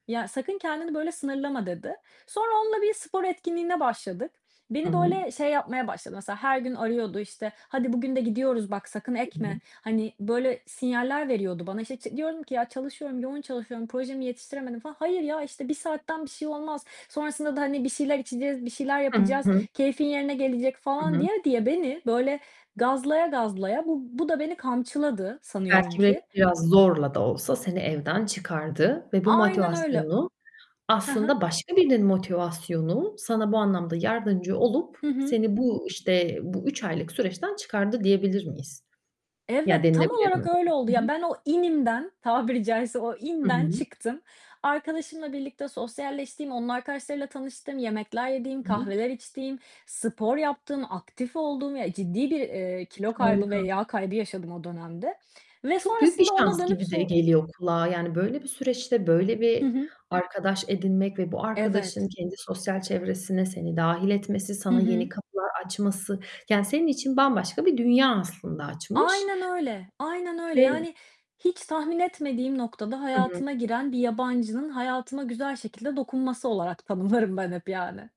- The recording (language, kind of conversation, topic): Turkish, podcast, Motivasyonun düştüğünde kendini nasıl toparlarsın?
- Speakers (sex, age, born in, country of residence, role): female, 20-24, Turkey, France, guest; female, 35-39, Turkey, Italy, host
- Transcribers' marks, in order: other background noise; distorted speech